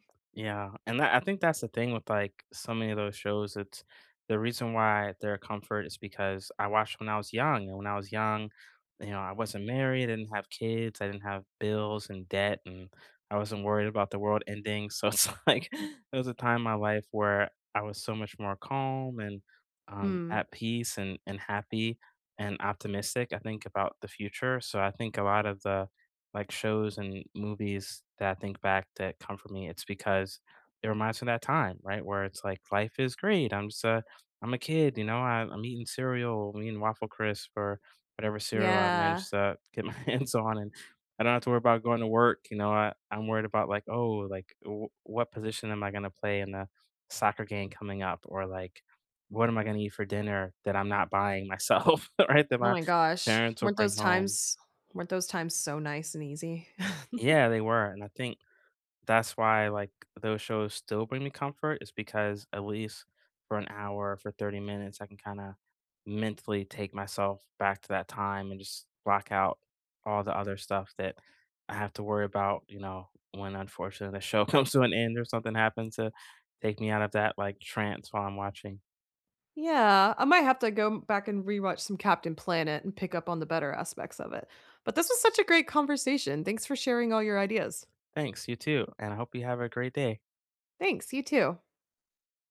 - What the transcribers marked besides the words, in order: tapping; laughing while speaking: "it's, like"; laughing while speaking: "hands on"; laughing while speaking: "myself"; chuckle; chuckle; laughing while speaking: "comes"; other background noise
- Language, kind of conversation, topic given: English, unstructured, Which TV shows or movies do you rewatch for comfort?
- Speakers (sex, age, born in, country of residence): female, 40-44, United States, United States; male, 40-44, United States, United States